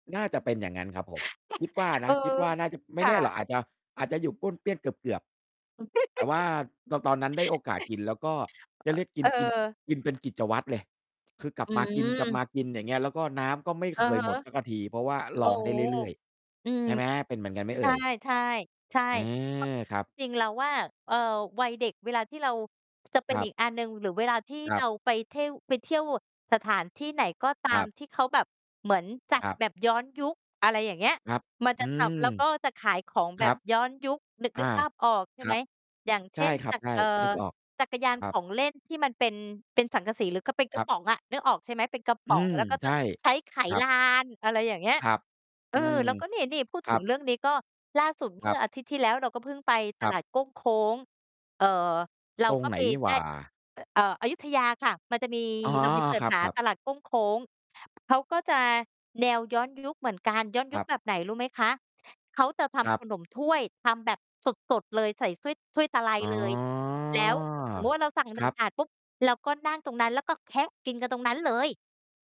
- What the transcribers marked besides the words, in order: chuckle; distorted speech; chuckle; chuckle; other noise
- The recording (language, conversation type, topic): Thai, unstructured, คุณคิดว่ากลิ่นหรือเสียงอะไรที่ทำให้คุณนึกถึงวัยเด็ก?